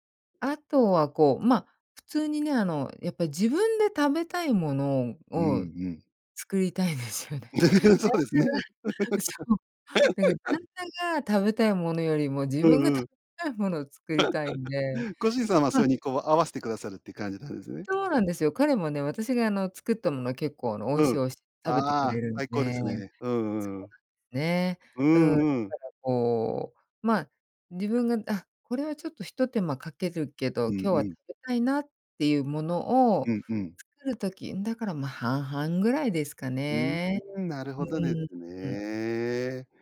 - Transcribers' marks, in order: laughing while speaking: "作りたいんですよね。旦那が、そう"; laugh; laugh; laugh
- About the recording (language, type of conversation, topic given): Japanese, podcast, 短時間で作れるご飯、どうしてる？
- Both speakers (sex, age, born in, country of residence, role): female, 50-54, Japan, United States, guest; male, 50-54, Japan, Japan, host